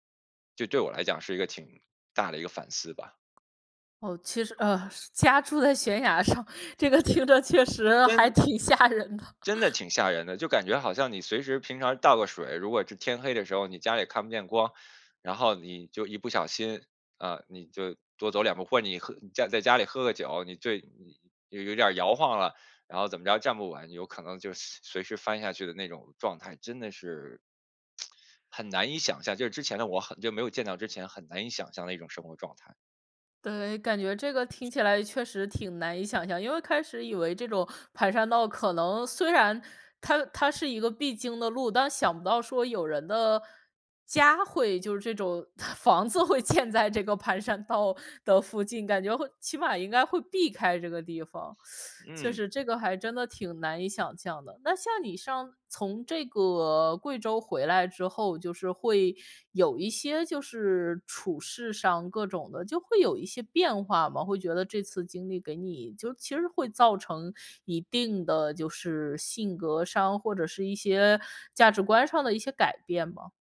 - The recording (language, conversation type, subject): Chinese, podcast, 哪一次旅行让你更懂得感恩或更珍惜当下？
- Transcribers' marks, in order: tapping; laughing while speaking: "在悬崖上，这个听着确实还挺吓人的"; laugh; "是" said as "至"; lip smack; other background noise; laughing while speaking: "房子会建在这个盘山道"; teeth sucking